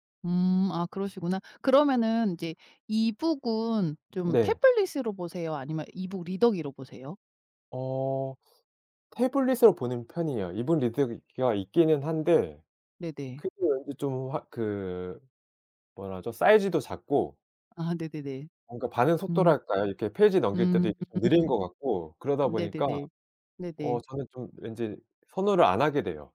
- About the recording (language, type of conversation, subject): Korean, advice, 자기 전에 전자기기를 사용하느라 휴식 시간이 부족한데, 어떻게 줄일 수 있을까요?
- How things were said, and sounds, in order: other background noise